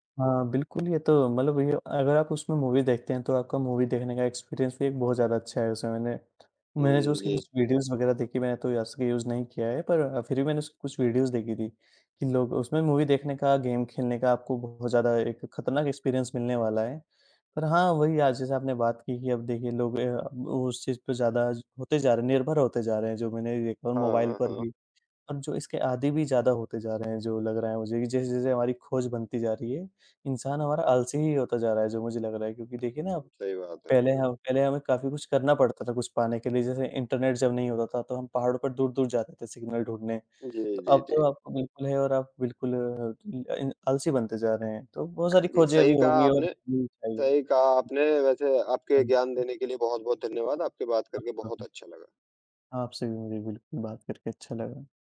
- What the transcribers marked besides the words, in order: in English: "मूवी"; in English: "मूवी"; in English: "एक्सपीरियंस"; in English: "वीडियोज़"; in English: "यूज़"; in English: "वीडियोज़"; in English: "मूवी"; in English: "गेम"; in English: "एक्सपीरियंस"; tapping; other background noise
- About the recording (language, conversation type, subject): Hindi, unstructured, पुराने समय की कौन-सी ऐसी खोज थी जिसने लोगों का जीवन बदल दिया?